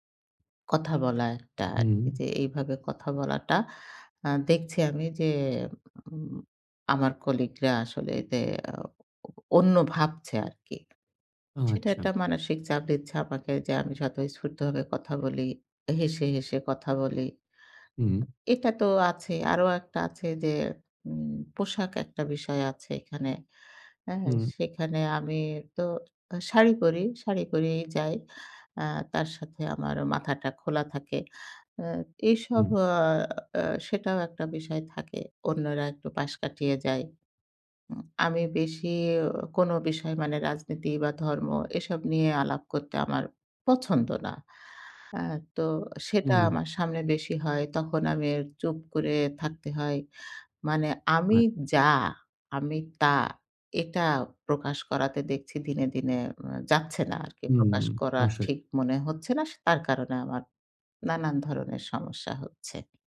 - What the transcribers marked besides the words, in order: other background noise; tapping
- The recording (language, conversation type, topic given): Bengali, advice, কর্মক্ষেত্রে নিজেকে আড়াল করে সবার সঙ্গে মানিয়ে চলার চাপ সম্পর্কে আপনি কীভাবে অনুভব করেন?